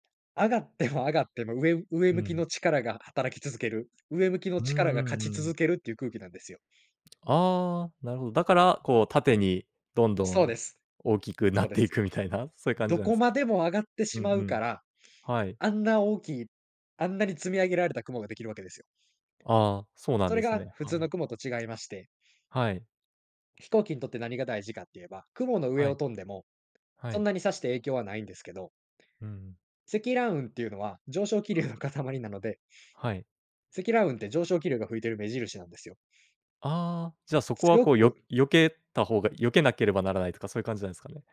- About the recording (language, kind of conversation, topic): Japanese, podcast, 学習のモチベーションをどうやって保っていますか？
- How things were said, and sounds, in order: tapping